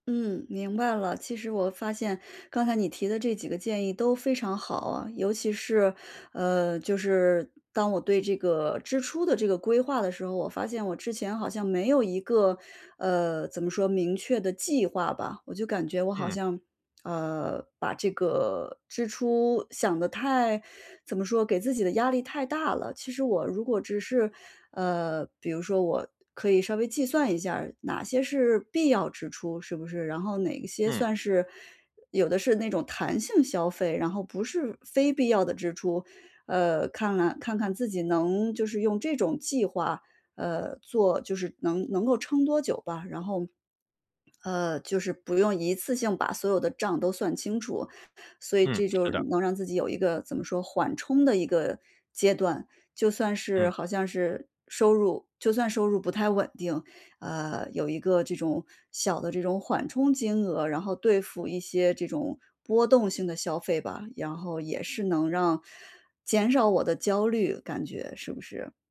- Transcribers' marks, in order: swallow
- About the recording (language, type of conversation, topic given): Chinese, advice, 如何更好地应对金钱压力？